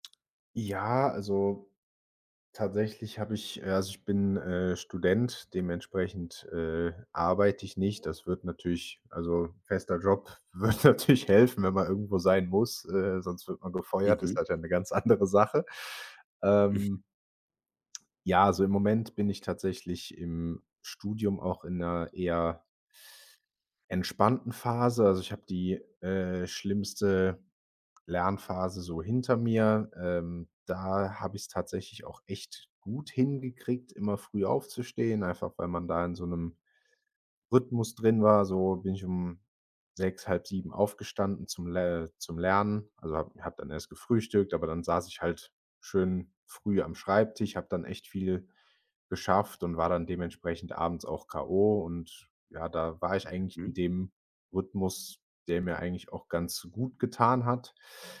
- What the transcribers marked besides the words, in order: background speech; laughing while speaking: "würde natürlich"; other background noise; laughing while speaking: "andere"
- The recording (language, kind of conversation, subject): German, advice, Warum fällt es dir schwer, einen regelmäßigen Schlafrhythmus einzuhalten?